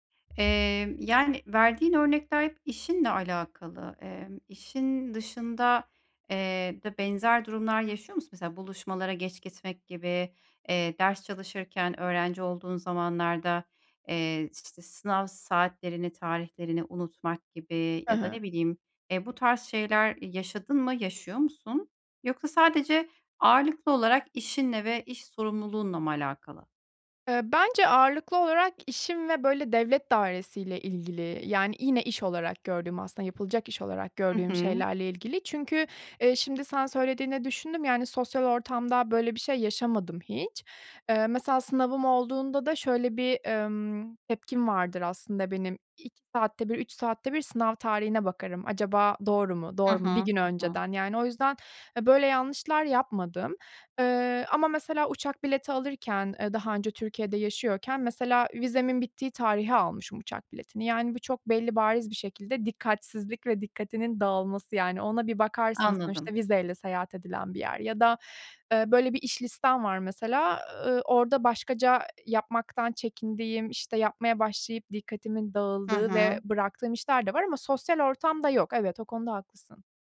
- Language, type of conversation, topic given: Turkish, advice, Sürekli dikkatimin dağılmasını azaltıp düzenli çalışma blokları oluşturarak nasıl daha iyi odaklanabilirim?
- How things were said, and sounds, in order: tapping